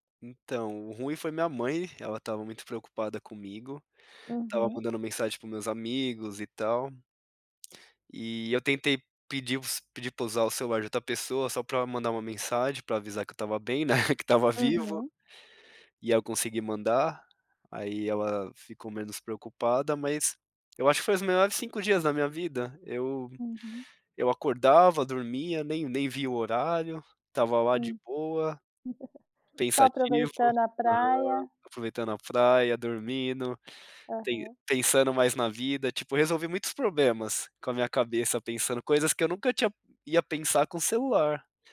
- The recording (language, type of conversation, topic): Portuguese, podcast, Dá para viver sem redes sociais hoje em dia?
- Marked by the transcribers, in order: chuckle; laugh